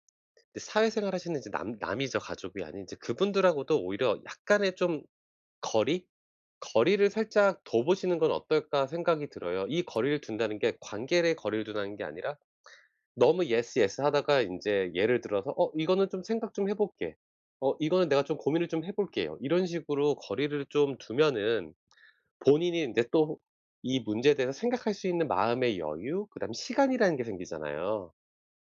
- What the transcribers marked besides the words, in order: tapping
- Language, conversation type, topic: Korean, advice, 남들의 시선 속에서도 진짜 나를 어떻게 지킬 수 있을까요?
- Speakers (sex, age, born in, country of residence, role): female, 35-39, South Korea, Germany, user; male, 40-44, South Korea, United States, advisor